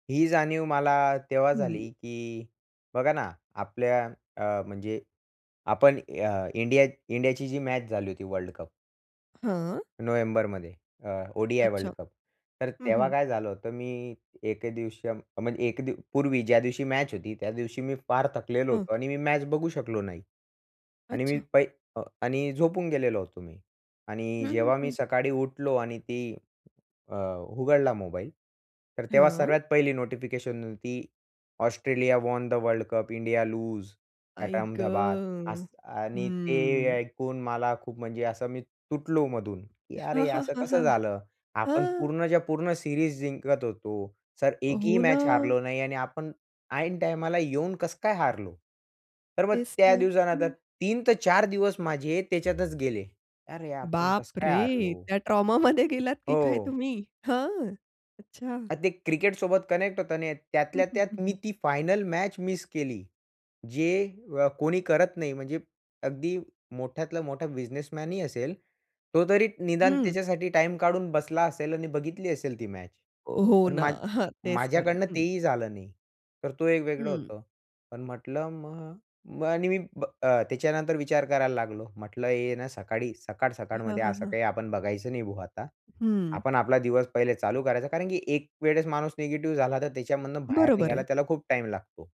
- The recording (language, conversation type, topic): Marathi, podcast, तुम्ही संदेश-सूचनांचे व्यवस्थापन कसे करता?
- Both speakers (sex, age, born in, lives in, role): female, 30-34, India, India, host; male, 20-24, India, India, guest
- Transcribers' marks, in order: tapping; other background noise; in English: "ऑस्ट्रेलिया वॉन द वर्ल्ड कप इंडिया लूज अ‍ॅट अहमदाबाद"; in English: "सीरीज"; in English: "ट्रॉमामध्ये"; in English: "कनेक्ट"